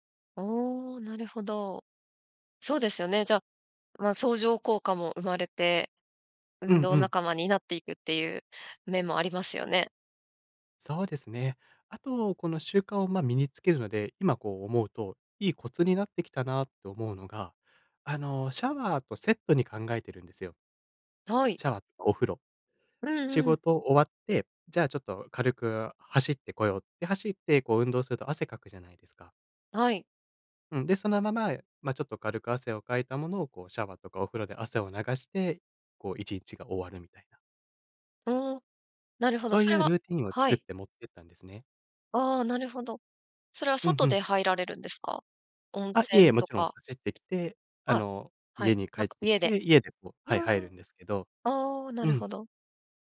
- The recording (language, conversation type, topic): Japanese, podcast, 習慣を身につけるコツは何ですか？
- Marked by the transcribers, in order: "うん-" said as "るん"